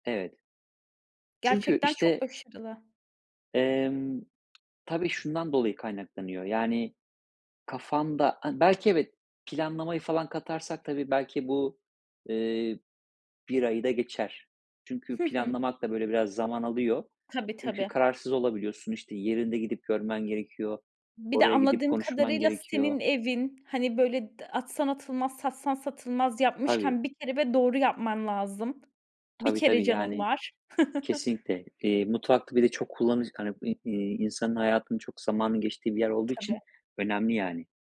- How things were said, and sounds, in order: tapping; other background noise; chuckle
- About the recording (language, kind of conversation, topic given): Turkish, podcast, Zamanını yönetirken hobine nasıl vakit ayırıyorsun?